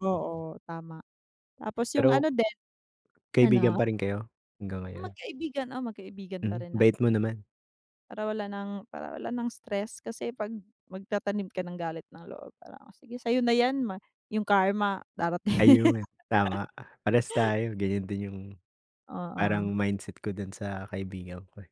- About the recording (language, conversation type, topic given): Filipino, unstructured, Paano mo hinaharap ang pagtataksil ng isang kaibigan?
- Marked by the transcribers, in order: other background noise; tapping; laughing while speaking: "din"